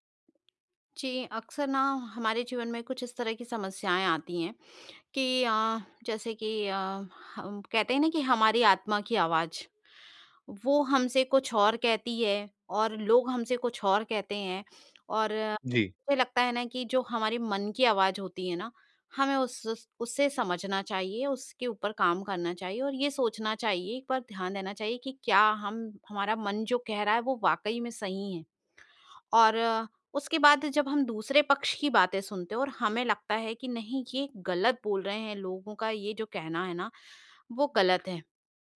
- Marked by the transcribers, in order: other noise; tapping
- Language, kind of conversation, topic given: Hindi, advice, समूह में जब सबकी सोच अलग हो, तो मैं अपनी राय पर कैसे कायम रहूँ?